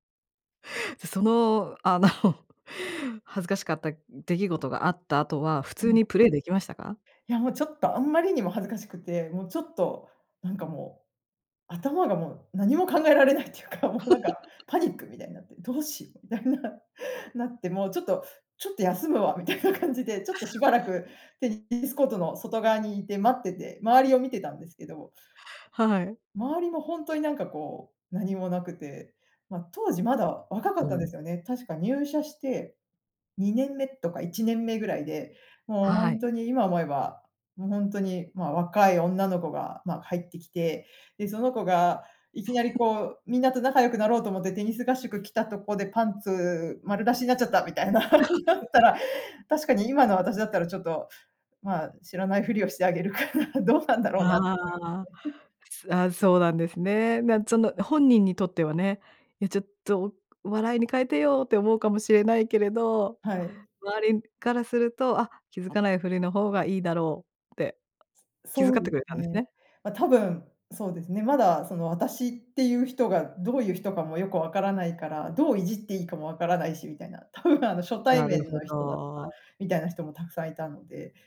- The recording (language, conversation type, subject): Japanese, podcast, あなたがこれまでで一番恥ずかしかった経験を聞かせてください。
- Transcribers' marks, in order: laughing while speaking: "あの"; laughing while speaking: "何も考えられないっていうか、もうなんか"; laugh; laughing while speaking: "みたいな"; laughing while speaking: "みたいな感じで"; other noise; chuckle; laughing while speaking: "みたいな なったら"; laugh; laughing while speaking: "してあげるかな、どうなんだろうな"